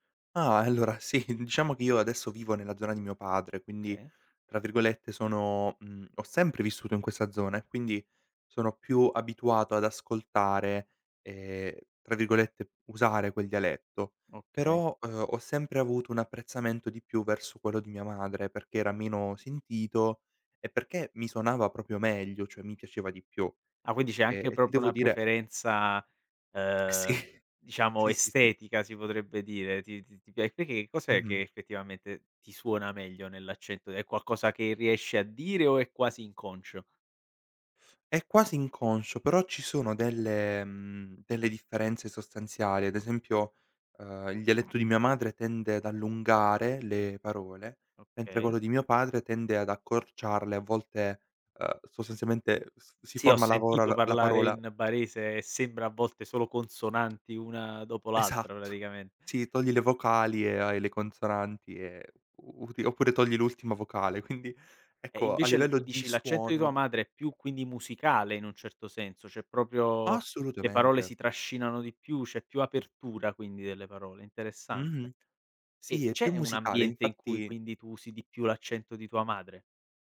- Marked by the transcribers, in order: chuckle; "Okay" said as "kay"; "proprio" said as "propio"; laughing while speaking: "Sì"; other background noise; laughing while speaking: "Esatto"; laughing while speaking: "Quindi"
- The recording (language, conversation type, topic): Italian, podcast, Che ruolo hanno i dialetti nella tua identità?